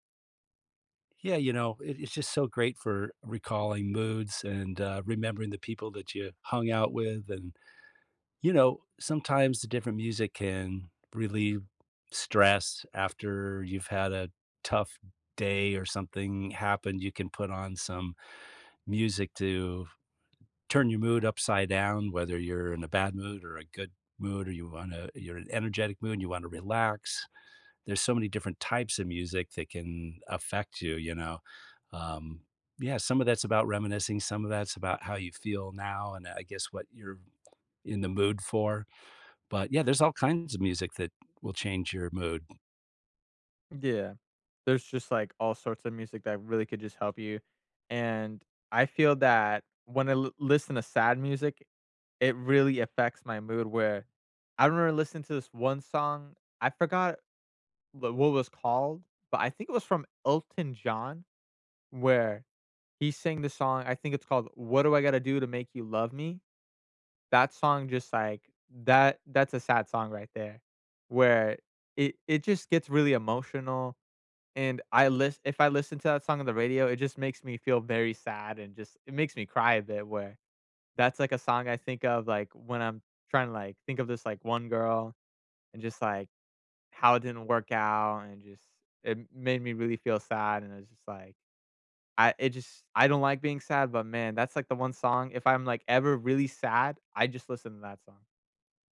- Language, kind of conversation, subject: English, unstructured, How do you think music affects your mood?
- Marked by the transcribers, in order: tapping; other background noise